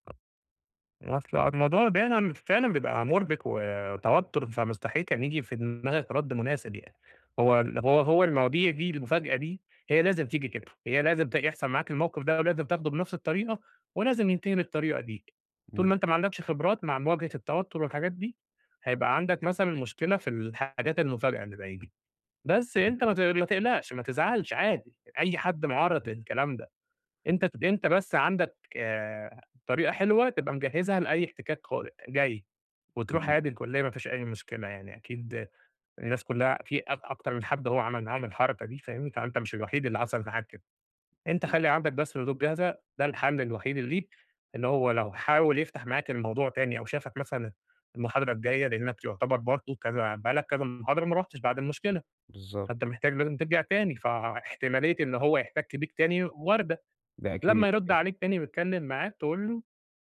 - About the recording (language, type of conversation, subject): Arabic, advice, إزاي أتعامل مع القلق الاجتماعي وأرجّع ثقتي في نفسي بعد موقف مُحرِج قدّام الناس؟
- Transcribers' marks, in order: tapping; unintelligible speech